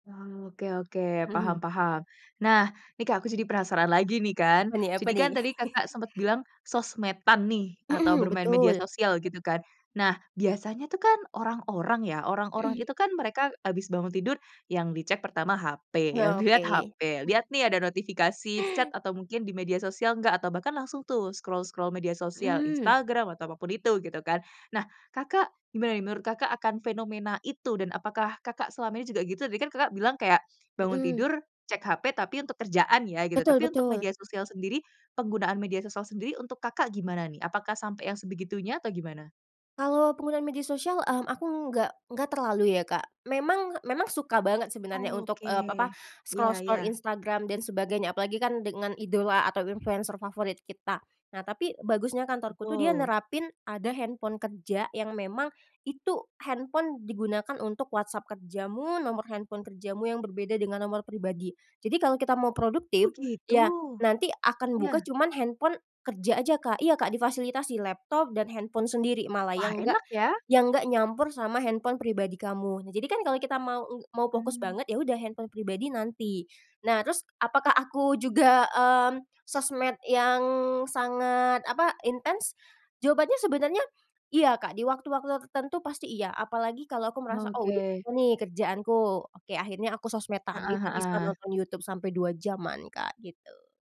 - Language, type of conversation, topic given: Indonesian, podcast, Kebiasaan pagi apa yang membuat Anda lebih produktif dan sehat?
- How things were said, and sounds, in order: chuckle; in English: "chat"; chuckle; in English: "scroll-scroll"; in English: "scroll-scroll"